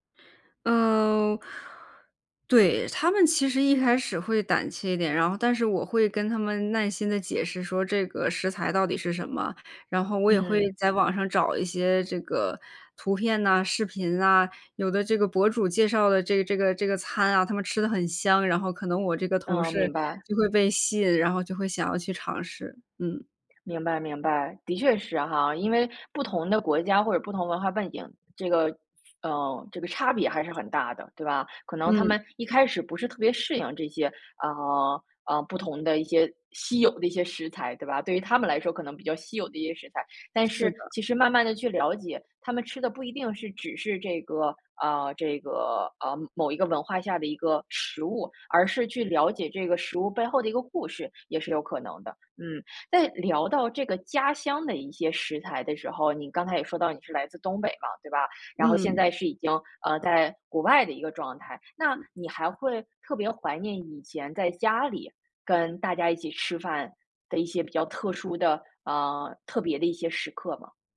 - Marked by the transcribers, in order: other background noise
- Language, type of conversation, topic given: Chinese, podcast, 你能聊聊一次大家一起吃饭时让你觉得很温暖的时刻吗？